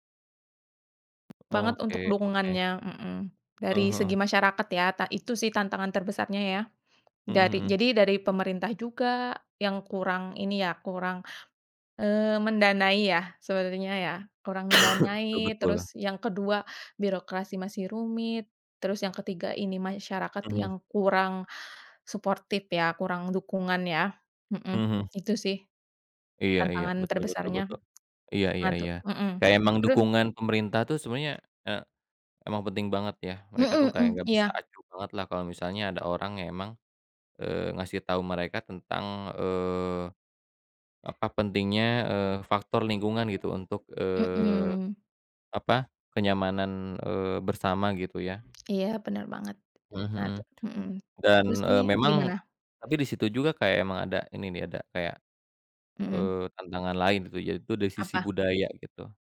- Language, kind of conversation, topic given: Indonesian, unstructured, Bagaimana ilmu pengetahuan dapat membantu mengatasi masalah lingkungan?
- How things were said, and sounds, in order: other background noise; tapping; cough